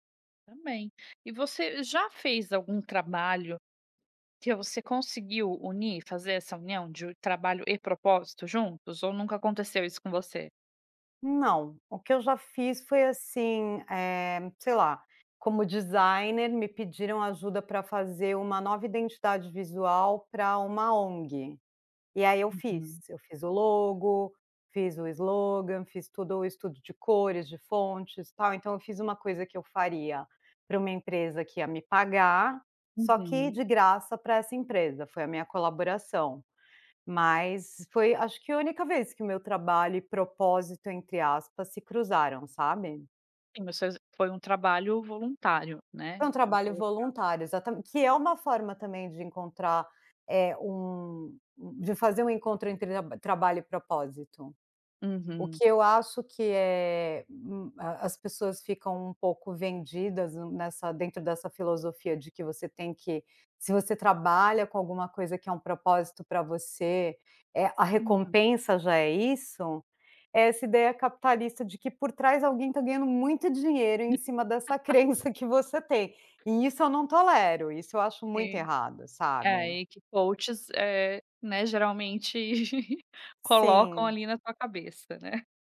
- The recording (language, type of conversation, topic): Portuguese, podcast, Como você concilia trabalho e propósito?
- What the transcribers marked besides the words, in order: in English: "slogan"; "vamos" said as "vamo"; laugh; laughing while speaking: "crença que você tem"; tapping; in English: "coaches"; chuckle; laughing while speaking: "né"